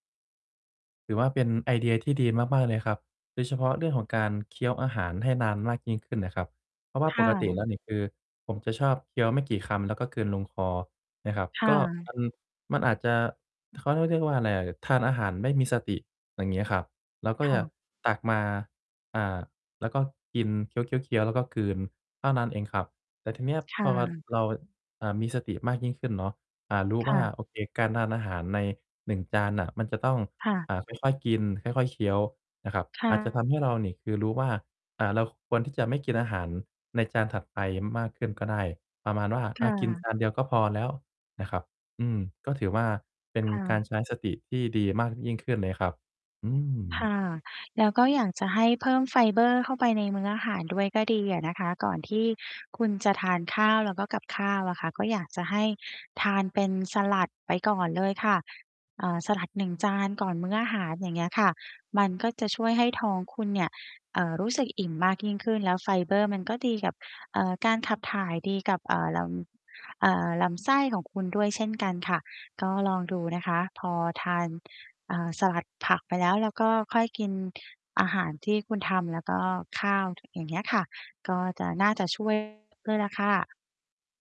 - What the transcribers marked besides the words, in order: distorted speech; mechanical hum
- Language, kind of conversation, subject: Thai, advice, ฉันจะหยุดรู้สึกว่าตัวเองติดอยู่ในวงจรซ้ำๆ ได้อย่างไร?